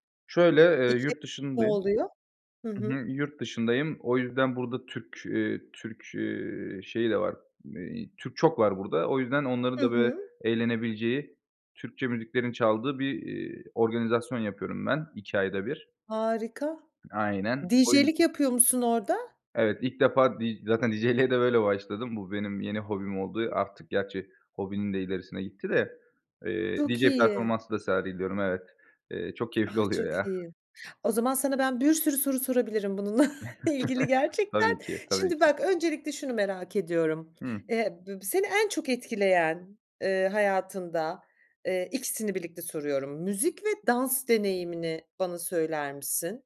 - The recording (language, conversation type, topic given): Turkish, podcast, Müzik ve dans sizi nasıl bir araya getirir?
- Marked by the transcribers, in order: chuckle; laughing while speaking: "ilgili gerçekten"